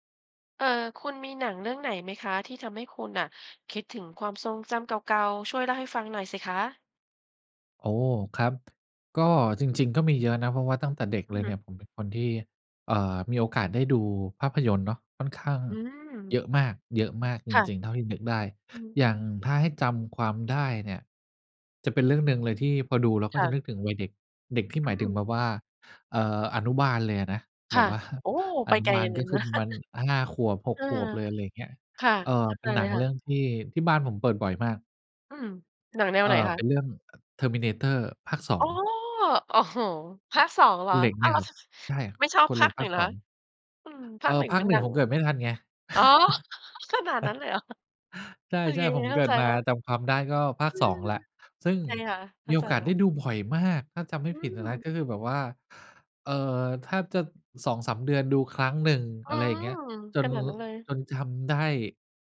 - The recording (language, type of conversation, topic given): Thai, podcast, หนังเรื่องไหนทำให้คุณคิดถึงความทรงจำเก่าๆ บ้าง?
- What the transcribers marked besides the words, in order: laughing while speaking: "ว่า"; chuckle; surprised: "อ๋อ"; other background noise; chuckle; laughing while speaking: "เหรอ ?"